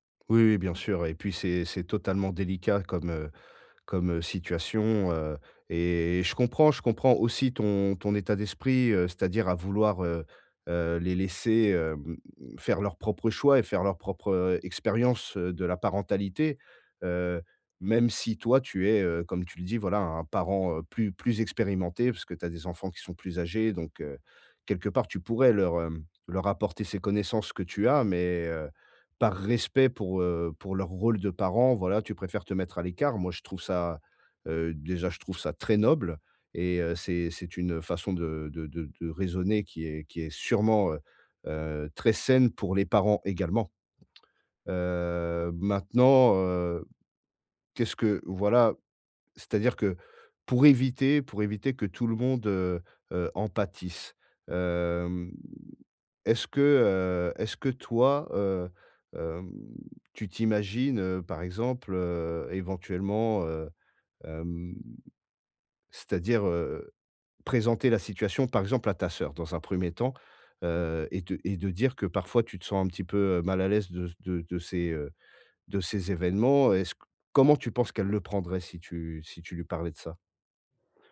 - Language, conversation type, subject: French, advice, Comment régler calmement nos désaccords sur l’éducation de nos enfants ?
- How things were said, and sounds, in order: tapping; drawn out: "hem"